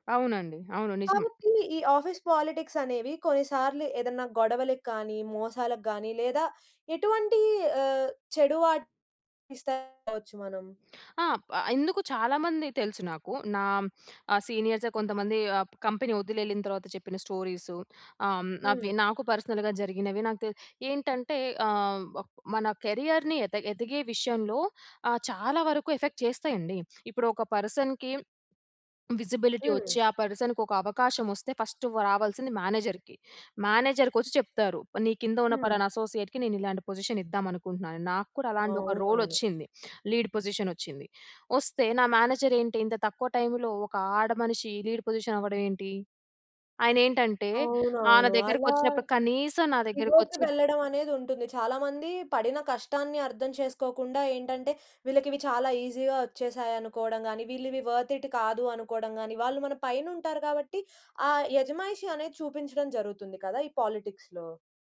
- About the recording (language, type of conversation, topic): Telugu, podcast, ఆఫీస్ పాలిటిక్స్‌ను మీరు ఎలా ఎదుర్కొంటారు?
- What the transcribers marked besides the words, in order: in English: "ఆఫీస్"; unintelligible speech; in English: "కంపెనీ"; in English: "పర్సనల్‌గా"; in English: "కెరియర్‌ని"; in English: "ఎఫెక్ట్"; in English: "పర్సన్‌కి విజిబిలిటీ"; in English: "మేనేజర్‌కి"; in English: "అసోసియేట్‌కి"; in English: "లీడ్"; in English: "లీడ్ పొజిషన్"; in English: "ఇగో‌కి"; in English: "ఈజీ‌గా"; in English: "వర్త్ ఇట్"; in English: "పాలిటిక్స్‌లో"